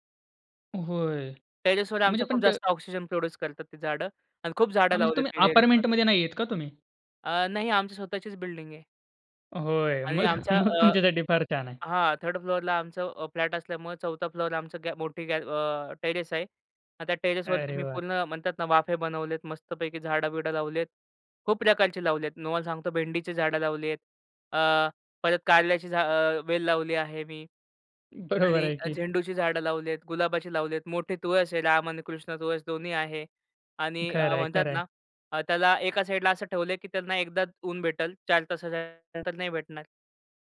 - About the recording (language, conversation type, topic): Marathi, podcast, घरात साध्या उपायांनी निसर्गाविषयीची आवड कशी वाढवता येईल?
- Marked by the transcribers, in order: in English: "टेरेसवर"; in English: "प्रोड्यूस"; in English: "टेरेसवर"; chuckle; in English: "टेरेस"; in English: "टेरेसवरती"; other noise